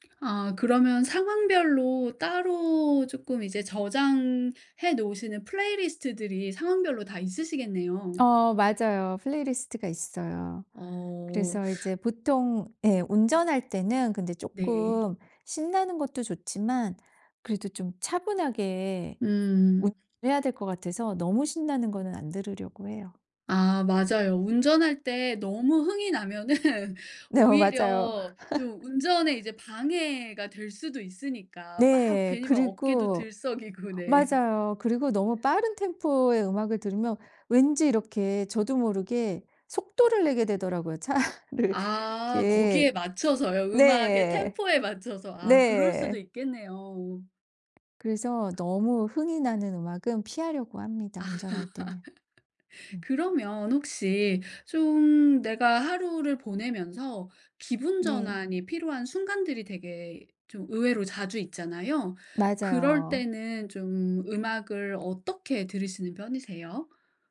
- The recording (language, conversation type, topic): Korean, podcast, 음악으로 기분 전환이 필요할 때 보통 어떻게 하시나요?
- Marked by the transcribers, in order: tapping; teeth sucking; other background noise; laughing while speaking: "나면은"; laugh; laughing while speaking: "차를"; laugh